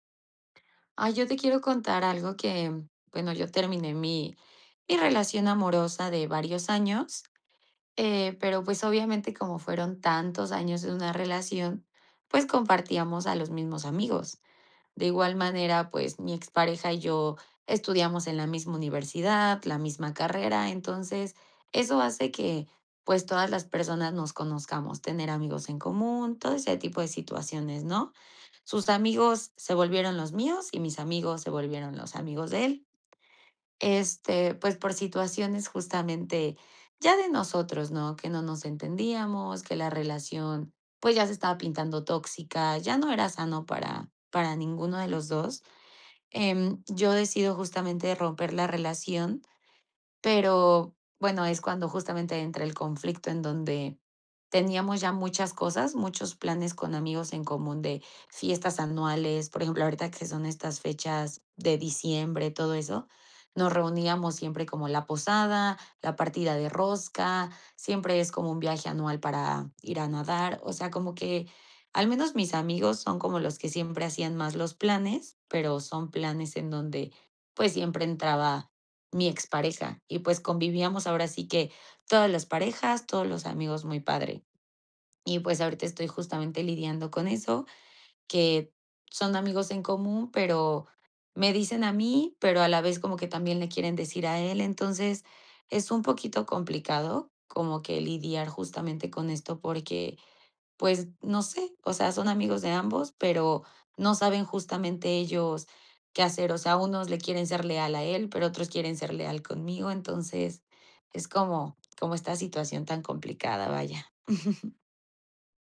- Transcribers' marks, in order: chuckle
- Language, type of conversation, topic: Spanish, advice, ¿Cómo puedo lidiar con las amistades en común que toman partido después de una ruptura?